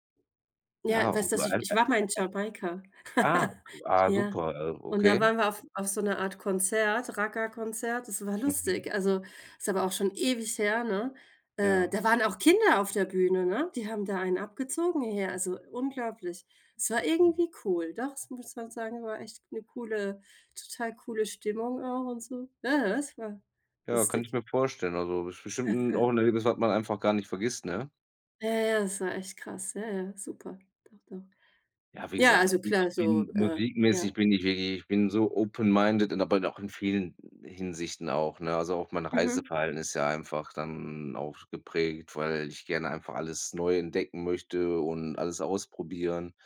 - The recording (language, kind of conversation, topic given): German, unstructured, Wie beeinflusst Musik deine Stimmung?
- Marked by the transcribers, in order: unintelligible speech; laugh; other background noise; other noise; chuckle; in English: "open minded"